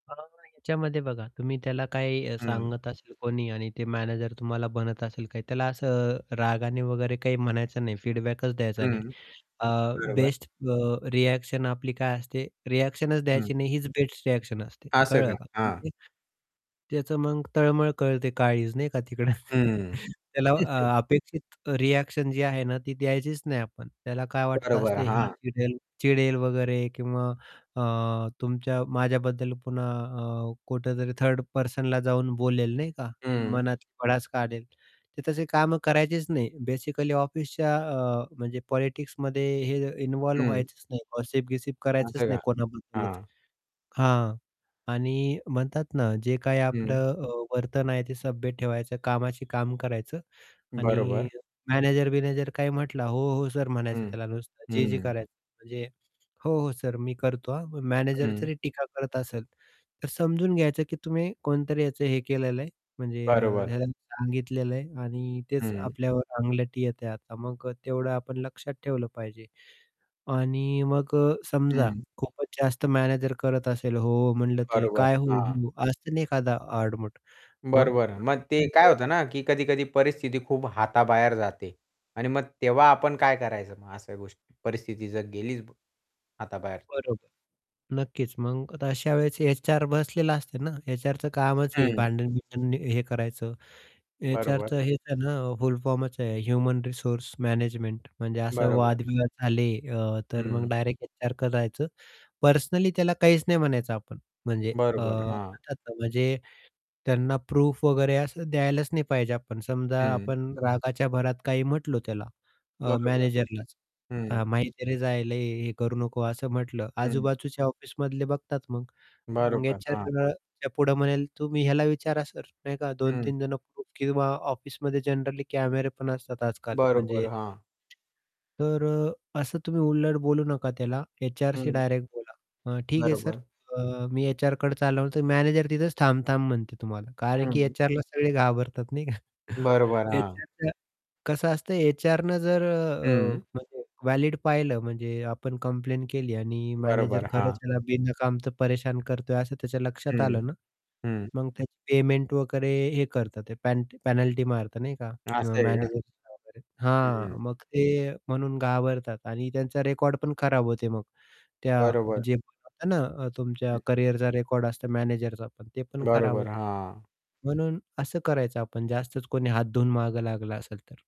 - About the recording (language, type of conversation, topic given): Marathi, podcast, ऑफिसमधील राजकारण प्रभावीपणे कसे हाताळावे?
- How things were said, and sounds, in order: distorted speech; static; in English: "फीडबॅकच"; in English: "रिएक्शन"; in English: "रिएक्शन"; in English: "रिएक्शन"; unintelligible speech; other background noise; chuckle; in English: "रिएक्शन"; in English: "बेसिकली"; in English: "पॉलिटिक्समध्ये"; horn; tapping; unintelligible speech; in English: "प्रूफ"; unintelligible speech; chuckle; unintelligible speech